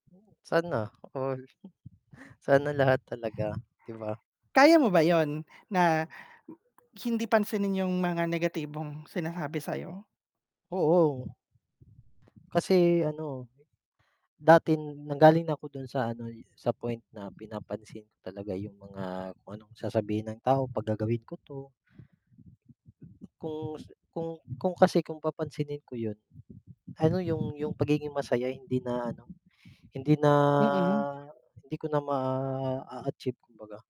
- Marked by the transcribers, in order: chuckle; wind; tapping; drawn out: "na"
- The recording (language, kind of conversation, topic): Filipino, unstructured, Mas pipiliin mo bang maging masaya o matagumpay sa buhay?